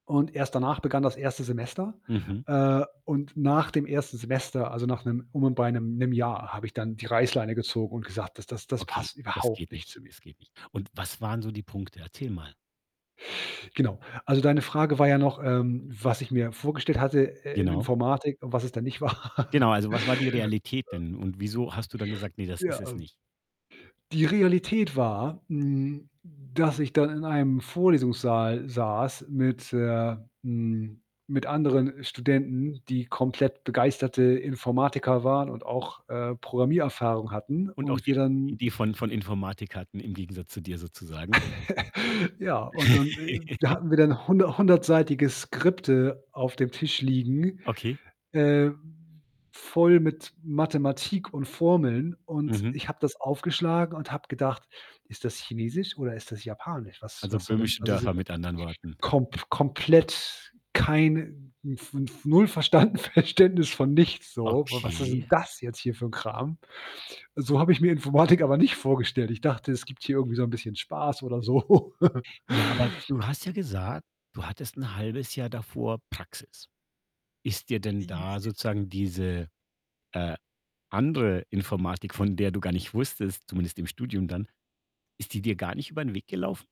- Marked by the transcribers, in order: other background noise; tapping; laughing while speaking: "war"; distorted speech; chuckle; laugh; unintelligible speech; laughing while speaking: "verstanden Verständnis von"; laughing while speaking: "so"; laugh; other noise
- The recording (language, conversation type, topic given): German, podcast, Wann ist es Zeit, den Job komplett neu zu überdenken?